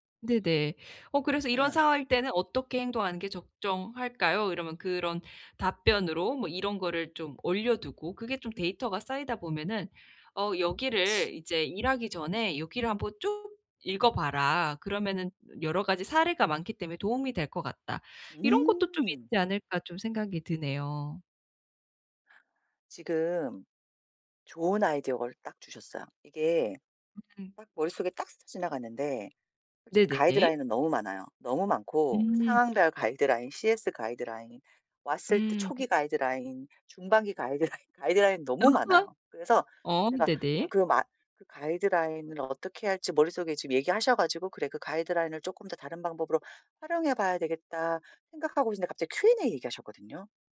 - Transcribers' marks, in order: laughing while speaking: "가이드라인"; laugh; in English: "Q&A"
- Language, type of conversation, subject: Korean, advice, 불확실한 상황에 있는 사람을 어떻게 도와줄 수 있을까요?